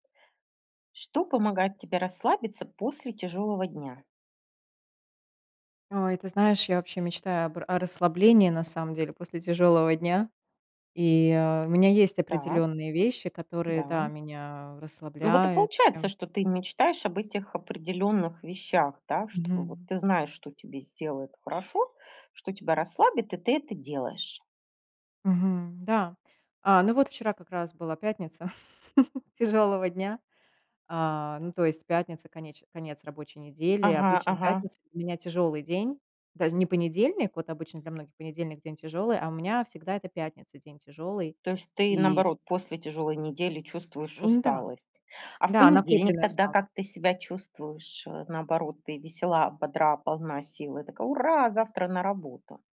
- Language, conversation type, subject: Russian, podcast, Что помогает тебе расслабиться после тяжёлого дня?
- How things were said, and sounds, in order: tapping; other background noise; chuckle; joyful: "Ура, завтра на работу!"